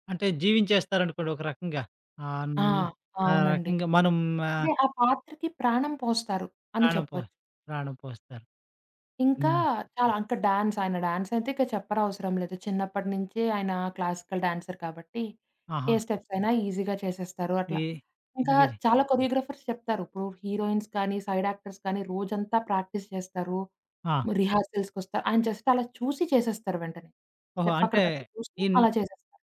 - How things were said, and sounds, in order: in English: "డాన్స్"; in English: "క్లాసికల్ డాన్సర్"; in English: "ఈజీగా"; in English: "కొరియోగ్రాఫర్స్"; in English: "హీరోయిన్స్"; in English: "సైడ్ యాక్టర్స్"; in English: "ప్రాక్టీస్"; in English: "రిహార్సల్స్‌కొస్తారు"; in English: "జస్ట్"; in English: "స్టెప్"
- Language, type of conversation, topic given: Telugu, podcast, మీకు ఇష్టమైన నటుడు లేదా నటి గురించి మీరు మాట్లాడగలరా?